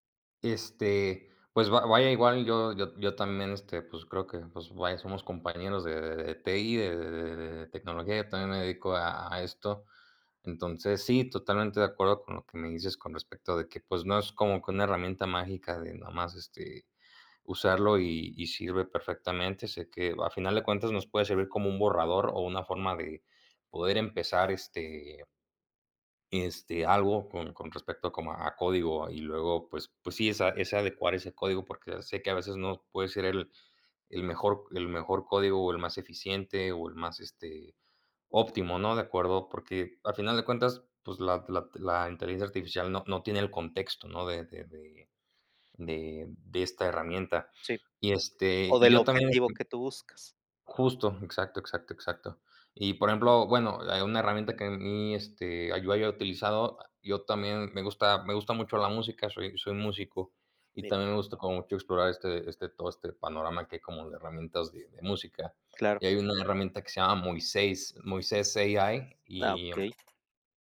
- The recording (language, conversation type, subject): Spanish, unstructured, ¿Cómo crees que la tecnología ha cambiado la educación?
- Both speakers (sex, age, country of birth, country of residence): male, 20-24, Mexico, Mexico; male, 55-59, Mexico, Mexico
- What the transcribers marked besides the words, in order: other background noise; unintelligible speech; tapping